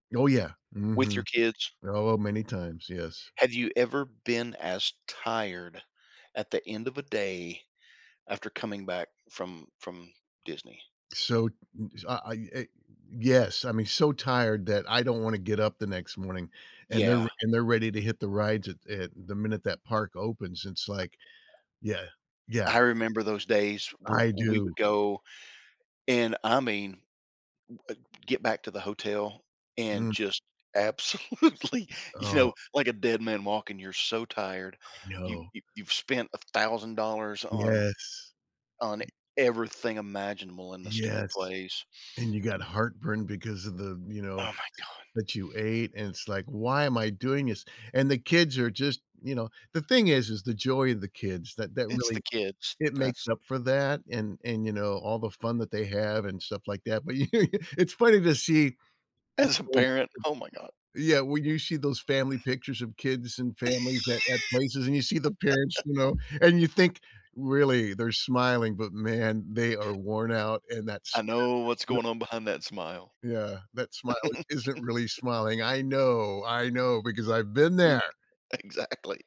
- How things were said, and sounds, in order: tapping; other background noise; laughing while speaking: "absolutely"; laughing while speaking: "you"; unintelligible speech; laugh; chuckle; joyful: "I've been there"; laughing while speaking: "Exactly"
- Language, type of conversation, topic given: English, unstructured, How should I choose famous sights versus exploring off the beaten path?